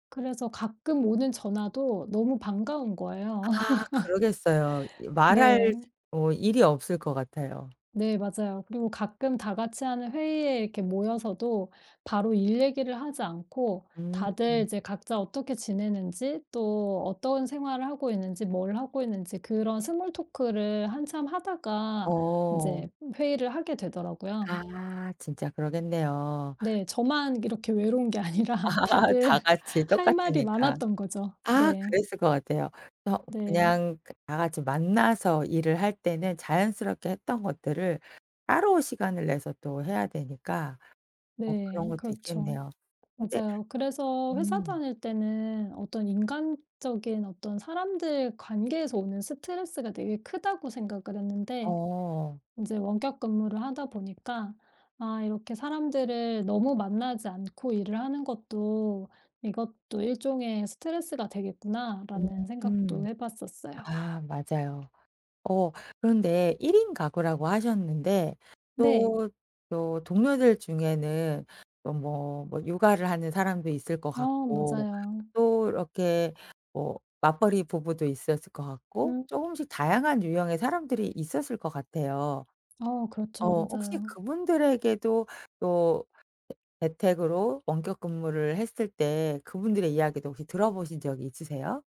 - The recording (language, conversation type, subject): Korean, podcast, 원격근무가 더 늘어나면 우리의 일상 리듬은 어떻게 달라질까요?
- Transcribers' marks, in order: other background noise; laugh; in English: "스몰토크를"; laugh; laughing while speaking: "아니라 다들"; tapping